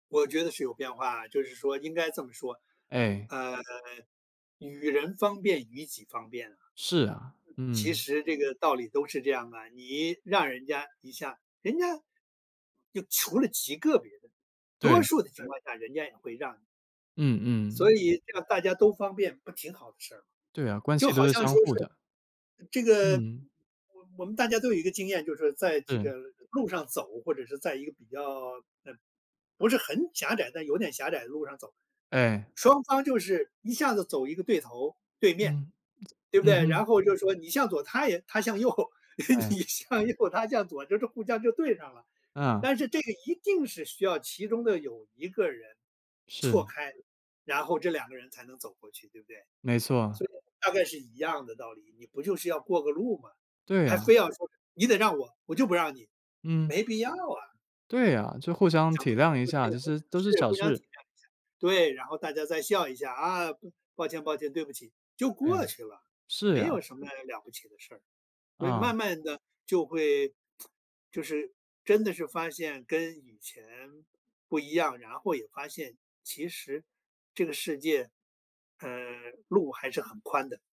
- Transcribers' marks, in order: other background noise; laughing while speaking: "右，你向右他向左"; unintelligible speech; lip smack
- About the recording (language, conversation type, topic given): Chinese, podcast, 你能分享一次让你放下完美主义的经历吗？
- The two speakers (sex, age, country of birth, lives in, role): male, 30-34, China, United States, host; male, 70-74, China, United States, guest